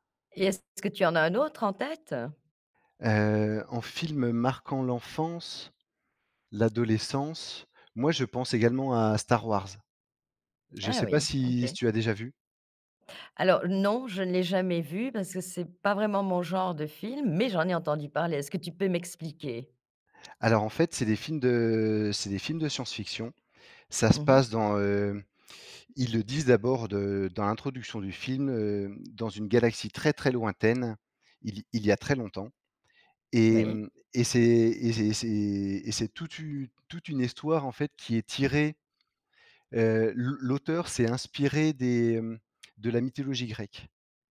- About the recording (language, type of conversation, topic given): French, podcast, Quels films te reviennent en tête quand tu repenses à ton adolescence ?
- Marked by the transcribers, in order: tapping; other background noise